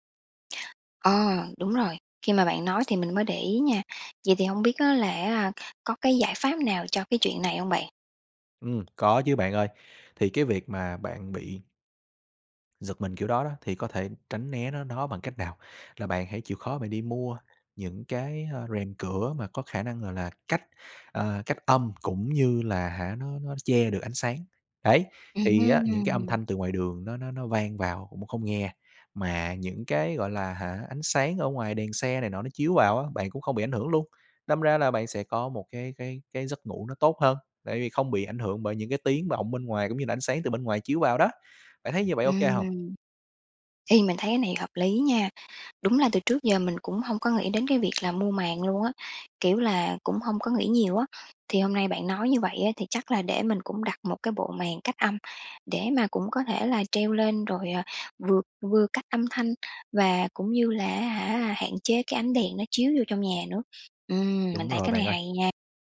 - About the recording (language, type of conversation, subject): Vietnamese, advice, Vì sao tôi thức giấc nhiều lần giữa đêm và sáng hôm sau lại kiệt sức?
- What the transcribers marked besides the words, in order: other background noise; tapping